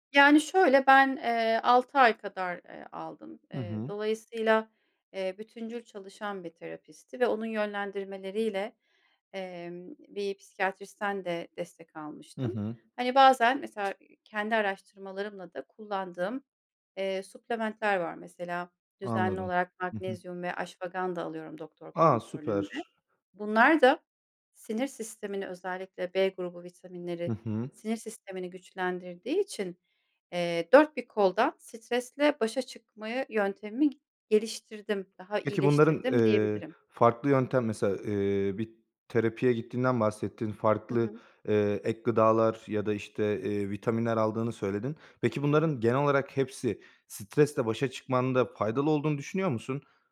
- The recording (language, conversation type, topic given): Turkish, podcast, Stresle başa çıkmak için hangi yöntemleri önerirsin?
- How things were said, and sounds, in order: other background noise; in English: "supplement'ler"; in Sanskrit: "ashwagandha"